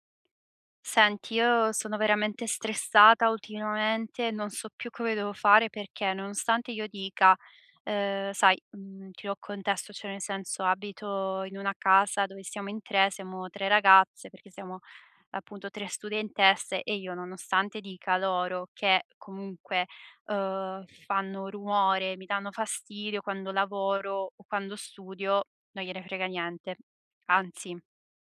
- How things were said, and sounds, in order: "cioè" said as "ceh"
- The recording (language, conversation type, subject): Italian, advice, Come posso concentrarmi se in casa c’è troppo rumore?